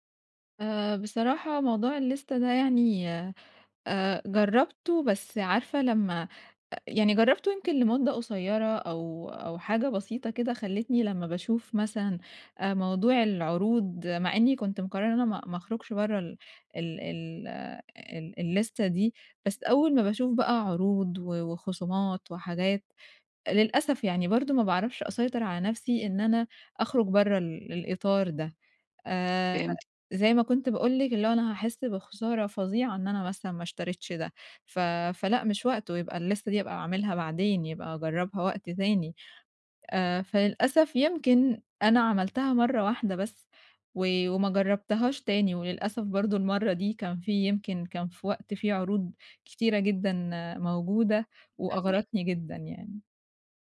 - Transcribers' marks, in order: in English: "الليستة"; in English: "الليستة"; in English: "الليستة"; tapping
- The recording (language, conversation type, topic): Arabic, advice, إزاي أفرق بين الحاجة الحقيقية والرغبة اللحظية وأنا بتسوق وأتجنب الشراء الاندفاعي؟